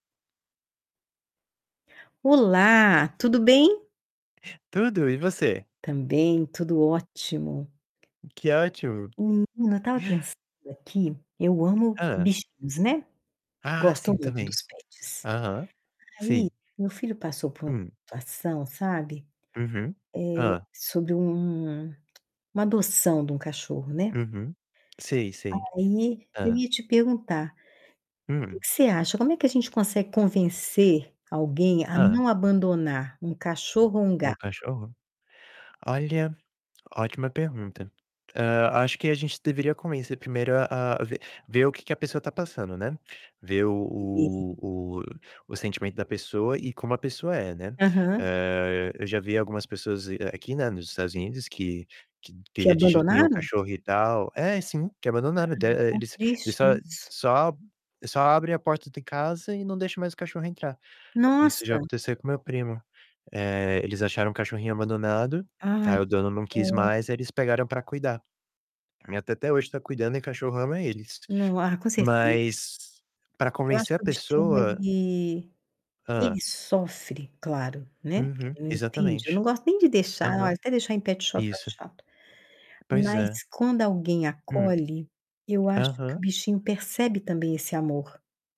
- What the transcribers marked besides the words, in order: tapping; distorted speech; in English: "pets"; tongue click; unintelligible speech; other background noise; in English: "petshop"
- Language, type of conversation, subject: Portuguese, unstructured, Como convencer alguém a não abandonar um cachorro ou um gato?